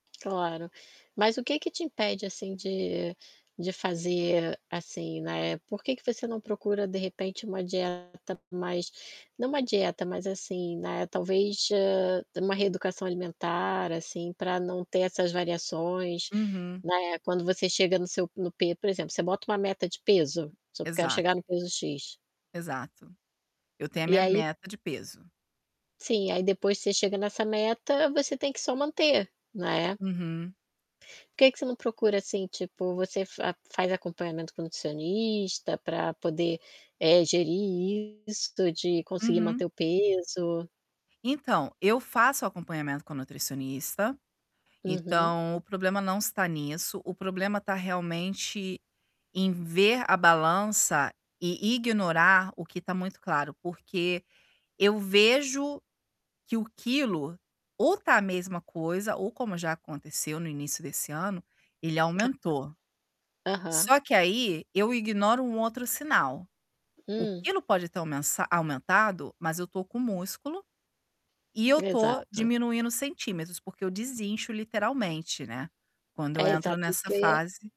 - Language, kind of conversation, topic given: Portuguese, advice, Como lidar com a frustração de estagnar após perder peso com a dieta?
- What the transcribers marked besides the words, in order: tapping; distorted speech; static